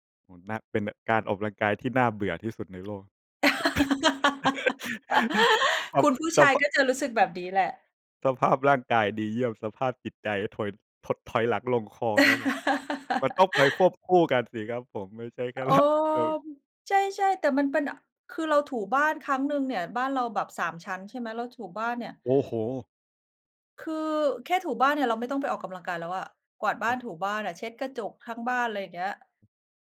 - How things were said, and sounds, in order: laugh; laugh; chuckle; laughing while speaking: "ระ"
- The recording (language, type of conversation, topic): Thai, unstructured, การเล่นกีฬาเป็นงานอดิเรกช่วยให้สุขภาพดีขึ้นจริงไหม?